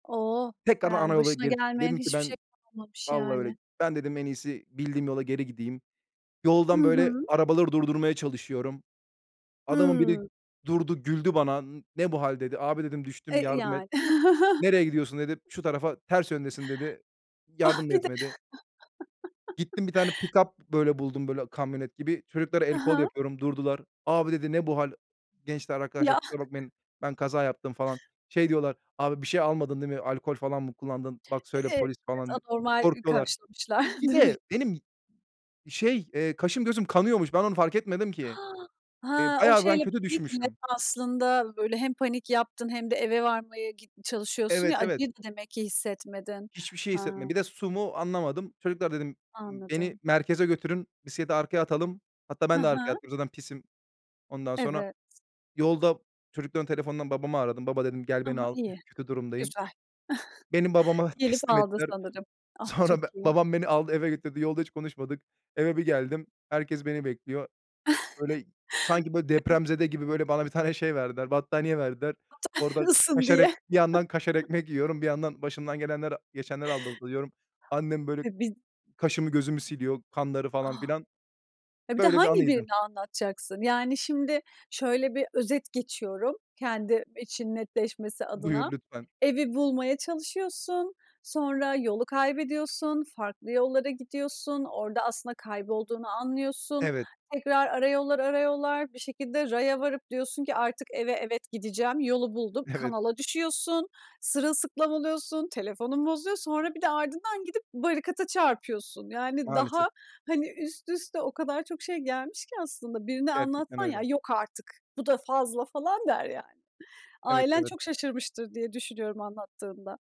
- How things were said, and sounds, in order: other background noise; tapping; chuckle; chuckle; chuckle; laughing while speaking: "karşılamışlar demek"; gasp; unintelligible speech; chuckle; laughing while speaking: "Sonra be"; laughing while speaking: "bir tane"; unintelligible speech; laughing while speaking: "Diye"; chuckle; unintelligible speech; laughing while speaking: "Evet"
- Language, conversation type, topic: Turkish, podcast, Kaybolduğun bir yolu ya da rotayı anlatır mısın?
- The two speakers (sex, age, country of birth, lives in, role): female, 30-34, Turkey, Estonia, host; male, 30-34, Turkey, Bulgaria, guest